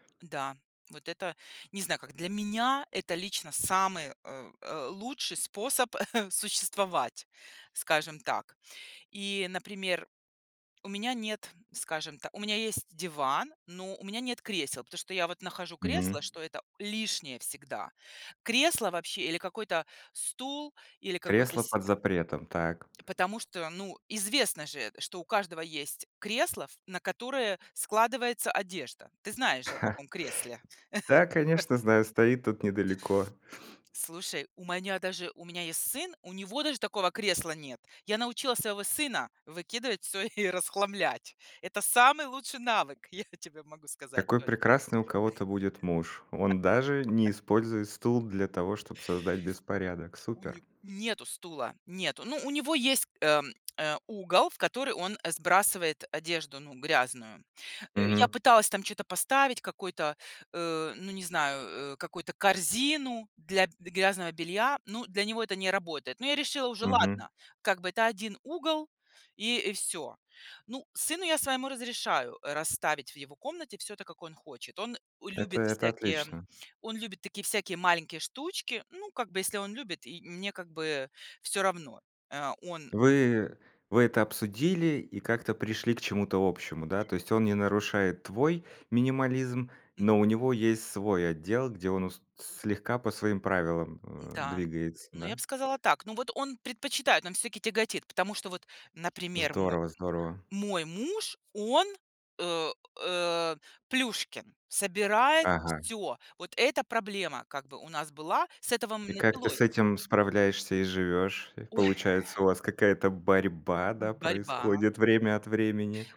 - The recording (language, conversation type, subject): Russian, podcast, Как вы организуете пространство в маленькой квартире?
- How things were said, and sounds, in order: stressed: "меня"; other background noise; chuckle; tapping; chuckle; sniff; chuckle; laughing while speaking: "я тебе"; laugh; exhale